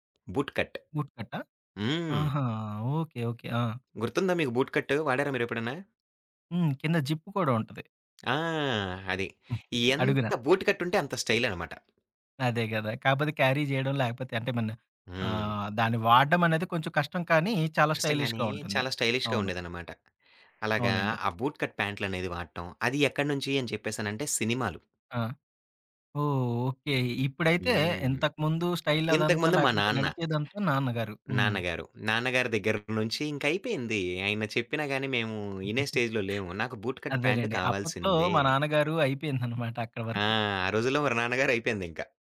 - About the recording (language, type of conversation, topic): Telugu, podcast, నీ స్టైల్‌కు ప్రేరణ ఎవరు?
- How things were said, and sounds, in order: tapping; in English: "బూట్ కట్"; in English: "బూట్"; in English: "బూట్"; in English: "జిప్"; other background noise; in English: "బూట్"; in English: "క్యారీ"; in English: "స్టైలిష్‌గా"; in English: "స్టైలిష్‌గా"; in English: "బూట్ కట్"; in English: "స్టైల్"; in English: "స్టేజ్‌లో"; giggle; in English: "బూట్ కట్ ప్యాంట్"